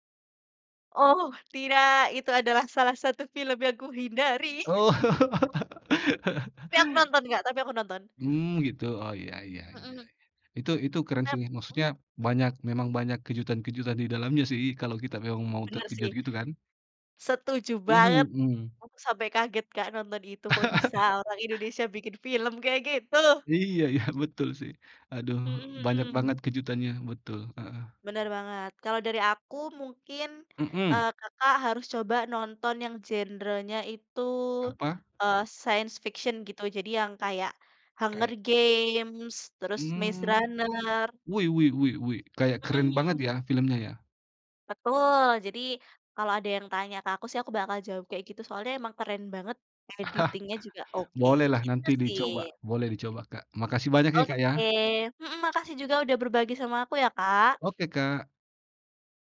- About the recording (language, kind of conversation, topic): Indonesian, unstructured, Apa film terakhir yang membuat kamu terkejut?
- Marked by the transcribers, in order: laughing while speaking: "Oh"; other background noise; laugh; laugh; laughing while speaking: "ya"; in English: "science fiction"; chuckle; in English: "editing-nya"